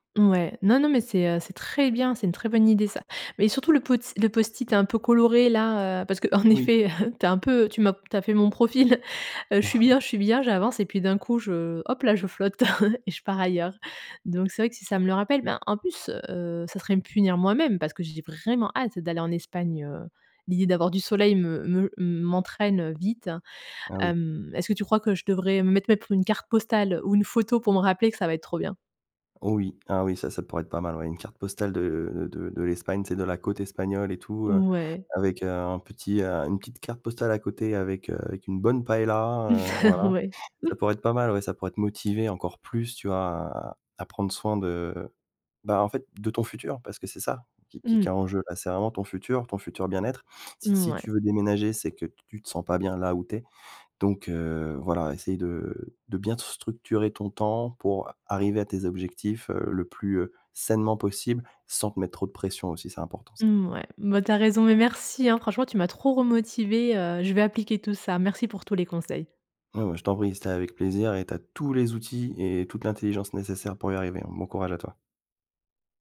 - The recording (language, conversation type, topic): French, advice, Comment puis-je prioriser mes tâches quand tout semble urgent ?
- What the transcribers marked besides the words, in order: stressed: "très"; chuckle; chuckle; chuckle; chuckle; stressed: "tous"